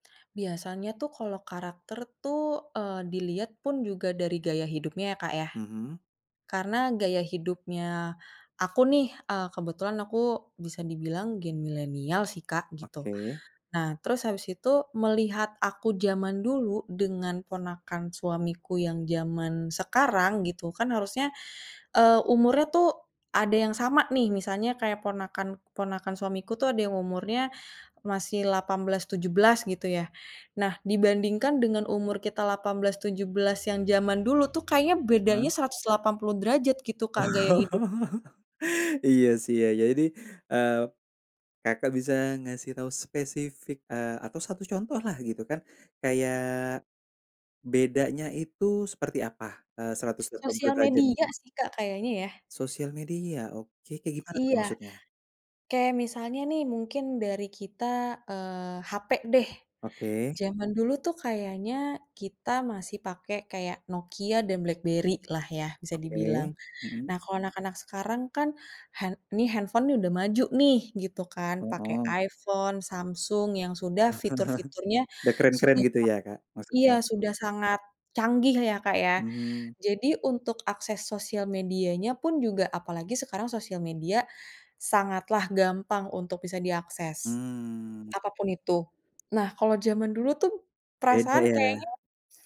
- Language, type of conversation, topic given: Indonesian, podcast, Bagaimana perbedaan nilai keluarga antara generasi tua dan generasi muda?
- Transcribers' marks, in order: chuckle; tapping; in English: "handphone"; chuckle